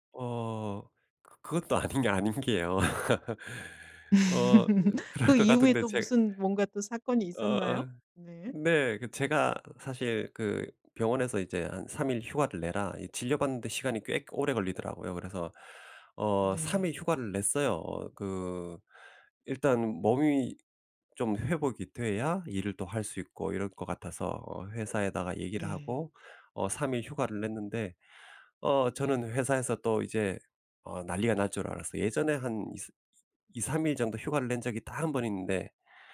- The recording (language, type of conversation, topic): Korean, podcast, 일과 개인 생활의 균형을 어떻게 관리하시나요?
- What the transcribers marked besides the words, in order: laugh